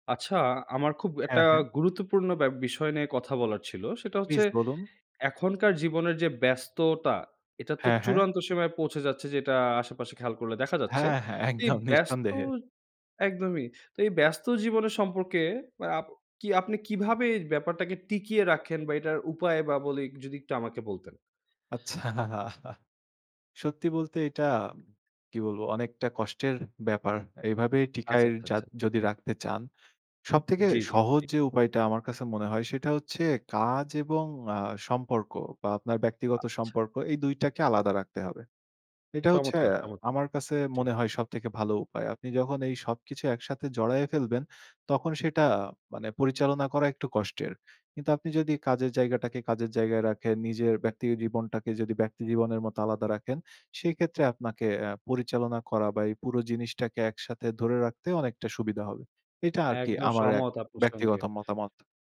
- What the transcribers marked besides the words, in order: laughing while speaking: "একদম নিঃসন্দেহে"; laughing while speaking: "আচ্ছাহ, আহা"; tapping; other noise; other background noise
- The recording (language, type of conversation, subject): Bengali, podcast, ব্যস্ত জীবনেও সম্পর্ক টিকিয়ে রাখার উপায় কী?